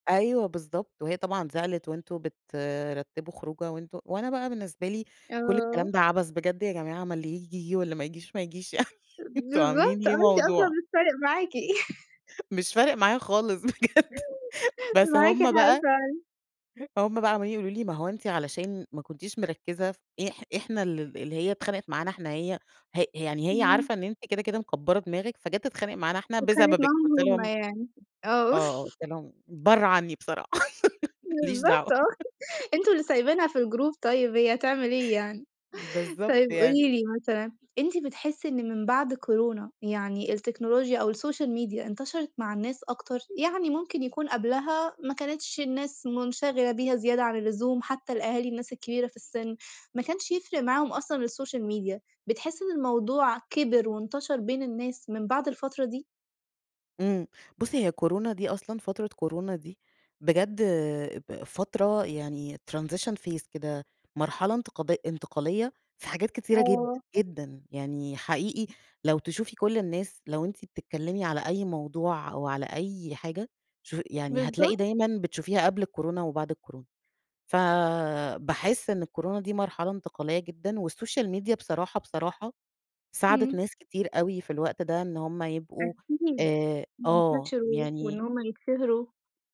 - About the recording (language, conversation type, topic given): Arabic, podcast, إيه رأيك: قعدات أهل الحي أحلى ولا الدردشة على واتساب، وليه؟
- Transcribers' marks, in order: laughing while speaking: "يعني"; chuckle; chuckle; laughing while speaking: "بجد"; chuckle; other background noise; chuckle; laugh; giggle; in English: "الgroup"; in English: "السوشيال ميديا"; in English: "السوشيال ميديا"; in English: "transition phase"; in English: "والسوشيال ميديا"